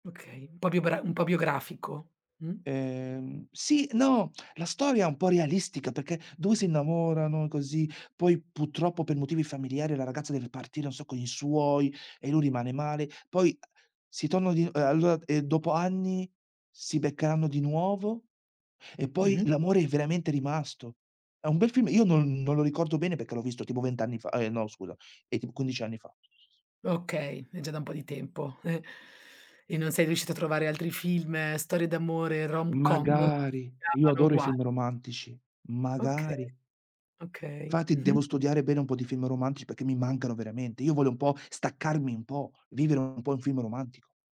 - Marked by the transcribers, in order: "purtroppo" said as "puttroppo"; "allora" said as "alloa"; inhale; in English: "rom-com"
- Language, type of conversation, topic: Italian, podcast, Che importanza hanno, secondo te, le colonne sonore nei film?